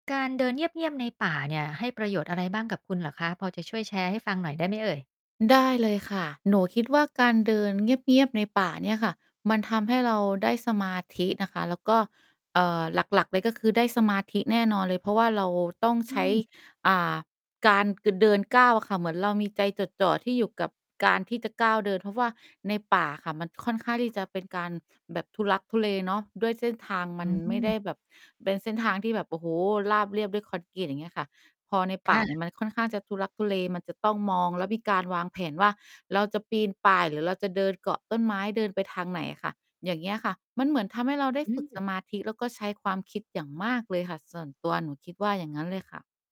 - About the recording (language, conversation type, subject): Thai, podcast, การเดินเงียบๆ ในป่าให้ประโยชน์อะไรบ้างกับคุณ?
- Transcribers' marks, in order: distorted speech